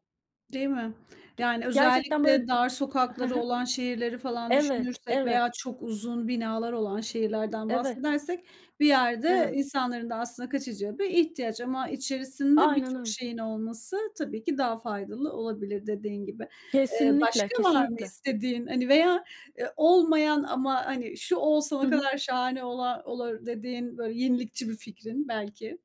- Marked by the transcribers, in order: none
- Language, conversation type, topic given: Turkish, podcast, Sence şehirde yeşil alanlar neden önemli?